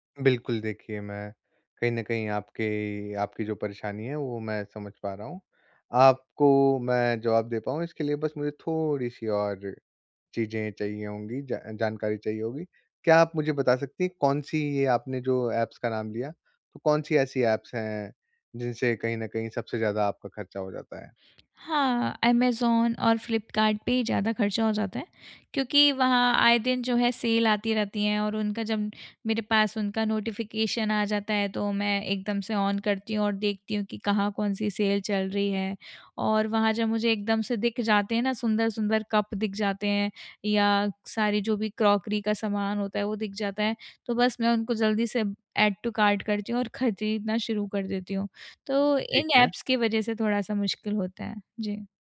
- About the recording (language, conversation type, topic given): Hindi, advice, आप आवश्यकताओं और चाहतों के बीच संतुलन बनाकर सोच-समझकर खर्च कैसे कर सकते हैं?
- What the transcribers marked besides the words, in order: in English: "ऐप्स"; in English: "ऐप्स"; in English: "सेल"; in English: "ऑन"; in English: "सेल"; in English: "क्रॉकरी"; in English: "ऐड टू कार्ट"; in English: "ऐप्स"